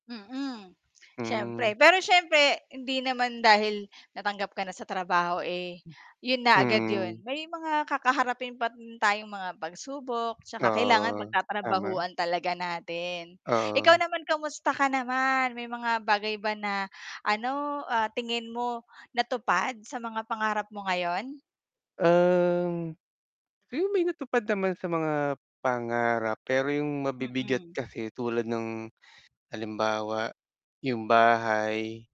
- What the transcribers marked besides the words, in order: static; mechanical hum; distorted speech; other background noise; drawn out: "Ang"
- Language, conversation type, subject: Filipino, unstructured, Ano ang mga bagay na nagpapasaya sa iyo habang tinutupad mo ang mga pangarap mo?